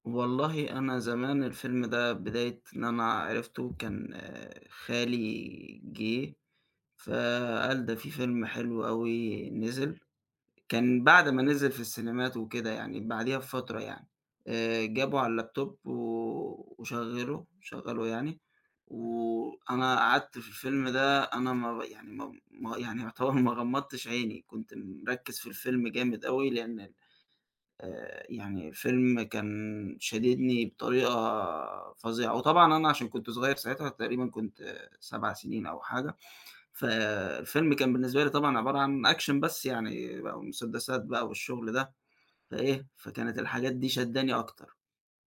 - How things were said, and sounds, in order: in English: "الLaptop"; unintelligible speech; laughing while speaking: "ما غمضّتش عيني"; in English: "action"
- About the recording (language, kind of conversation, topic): Arabic, podcast, إيه هو الفيلم اللي أثّر فيك وليه؟